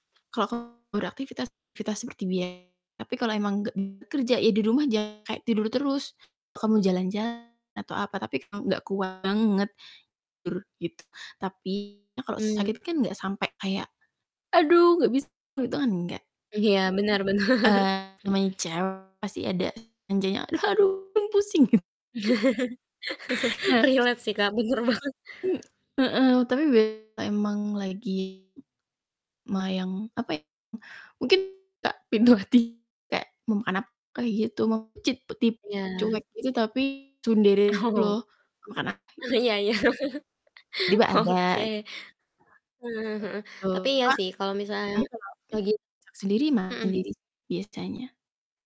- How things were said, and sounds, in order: distorted speech; put-on voice: "Aduh gak bisa"; laughing while speaking: "bener"; put-on voice: "Aduh, aduh, pusing"; chuckle; laugh; in English: "Relate"; laughing while speaking: "bener banget"; in Japanese: "tsundere"; laughing while speaking: "Oh"; laughing while speaking: "Eh, Iya iya. Oke"; laugh
- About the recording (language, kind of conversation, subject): Indonesian, podcast, Menurut pengalamanmu, apa peran makanan dalam proses pemulihan?